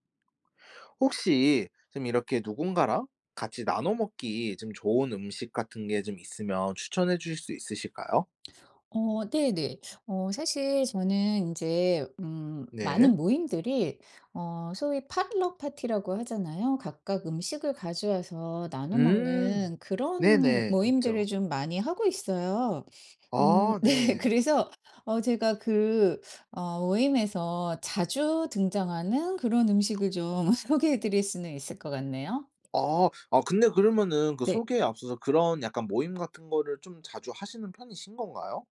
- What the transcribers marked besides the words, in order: put-on voice: "포틀럭"; in English: "포틀럭"; laughing while speaking: "네"; laugh; tongue click
- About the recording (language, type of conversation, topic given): Korean, podcast, 간단히 나눠 먹기 좋은 음식 추천해줄래?